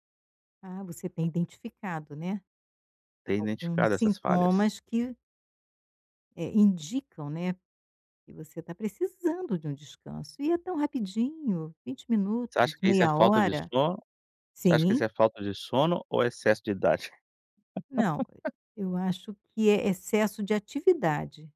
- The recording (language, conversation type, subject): Portuguese, advice, Por que meus cochilos não são restauradores e às vezes me deixam ainda mais cansado?
- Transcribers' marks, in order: laugh